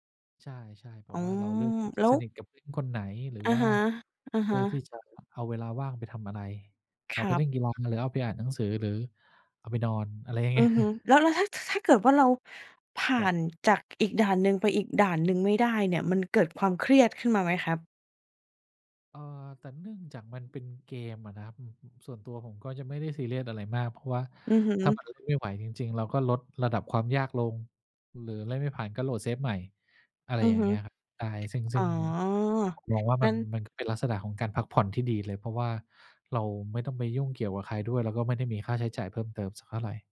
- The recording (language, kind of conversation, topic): Thai, podcast, การพักผ่อนแบบไหนช่วยให้คุณกลับมามีพลังอีกครั้ง?
- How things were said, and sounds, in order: tapping; chuckle